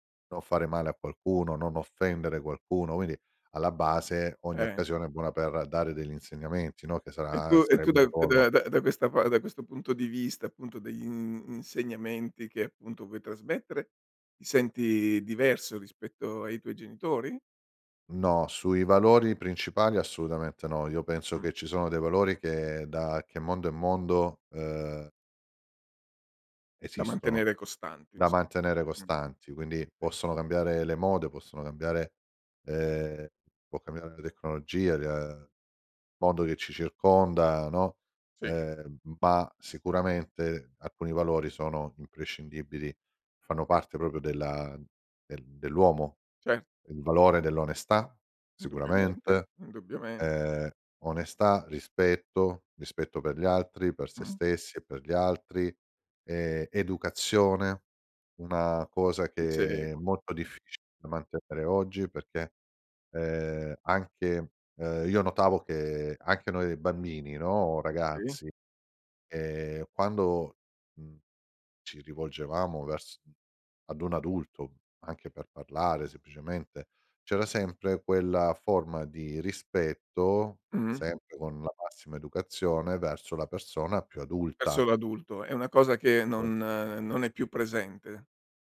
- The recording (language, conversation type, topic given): Italian, podcast, Com'è cambiato il rapporto tra genitori e figli rispetto al passato?
- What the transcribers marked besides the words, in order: "proprio" said as "propio"; unintelligible speech; other background noise